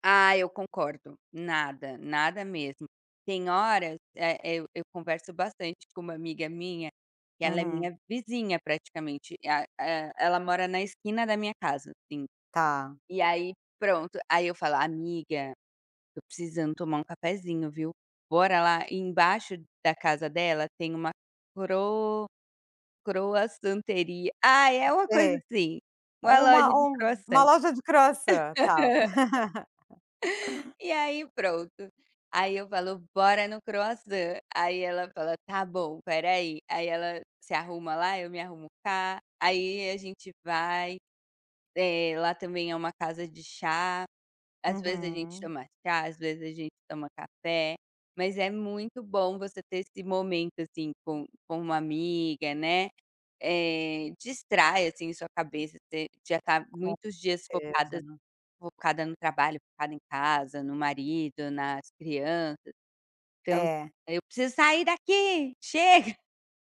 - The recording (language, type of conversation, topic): Portuguese, podcast, De que forma o seu celular influencia as suas conversas presenciais?
- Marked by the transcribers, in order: unintelligible speech; laugh; chuckle